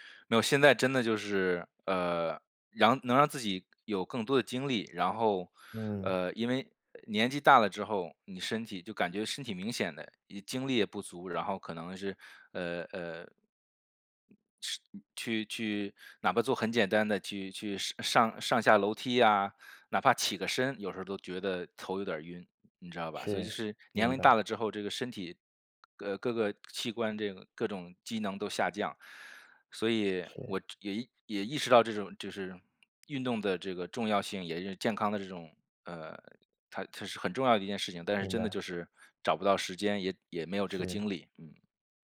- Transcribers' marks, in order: other background noise; tapping
- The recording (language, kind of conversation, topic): Chinese, advice, 我该如何养成每周固定运动的习惯？